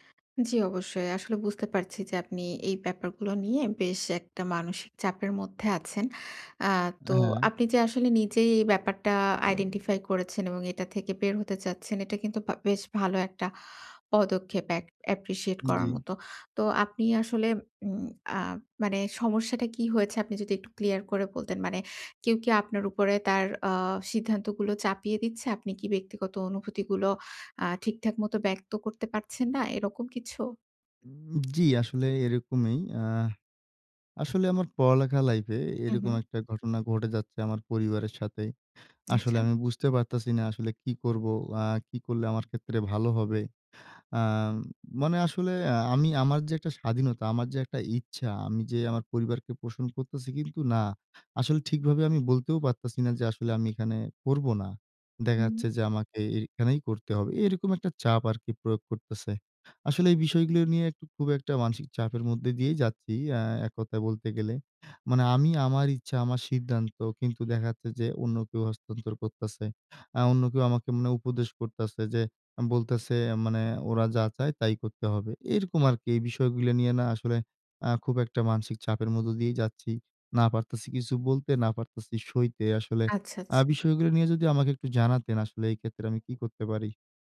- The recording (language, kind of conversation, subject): Bengali, advice, ব্যক্তিগত অনুভূতি ও স্বাধীনতা বজায় রেখে অনিচ্ছাকৃত পরামর্শ কীভাবে বিনয়ের সঙ্গে ফিরিয়ে দিতে পারি?
- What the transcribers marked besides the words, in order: other background noise; in English: "appreciate"